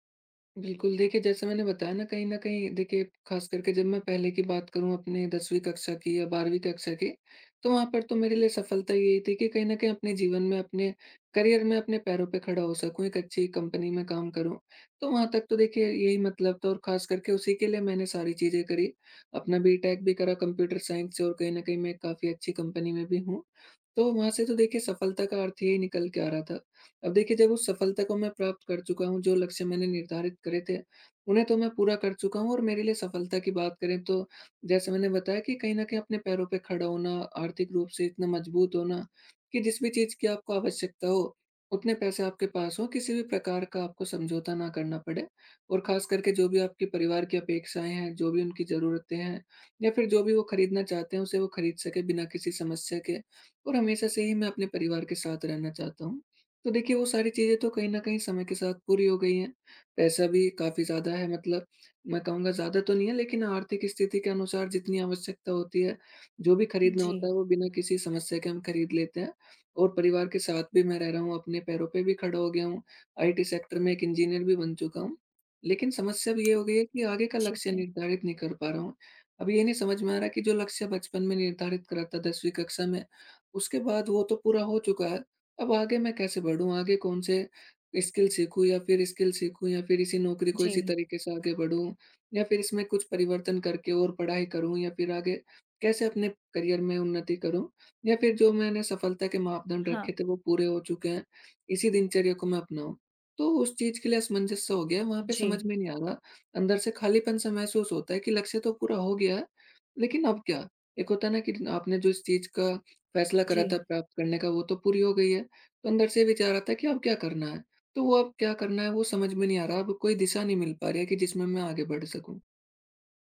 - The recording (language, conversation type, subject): Hindi, advice, बड़े लक्ष्य हासिल करने के बाद मुझे खालीपन और दिशा की कमी क्यों महसूस होती है?
- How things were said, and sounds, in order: in English: "करियर"; in English: "आईटी सेक्टर"; in English: "इंजीनियर"; tapping; in English: "स्किल"; in English: "स्किल"; in English: "करियर"